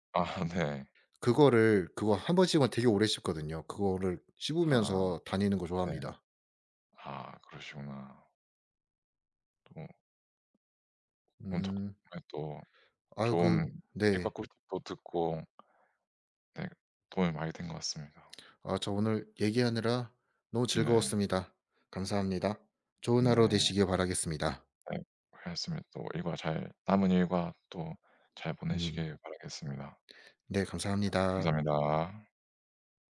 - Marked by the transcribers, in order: laughing while speaking: "아"; laughing while speaking: "아"; other background noise
- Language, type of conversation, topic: Korean, unstructured, 오늘 하루는 보통 어떻게 시작하세요?